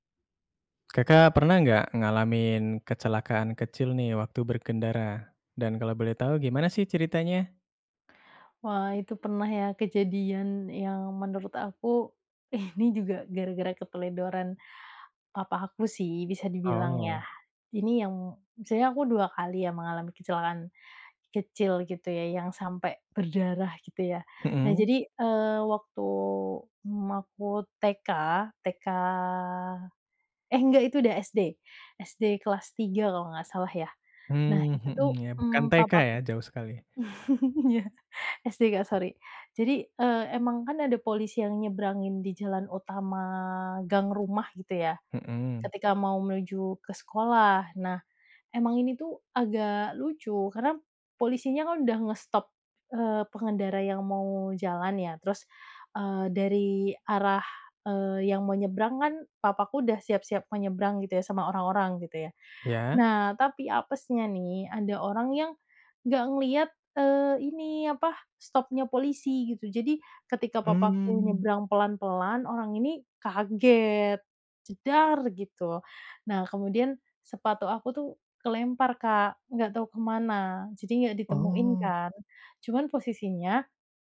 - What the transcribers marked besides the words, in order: laughing while speaking: "ini"; chuckle; tapping
- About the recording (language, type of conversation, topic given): Indonesian, podcast, Pernahkah Anda mengalami kecelakaan ringan saat berkendara, dan bagaimana ceritanya?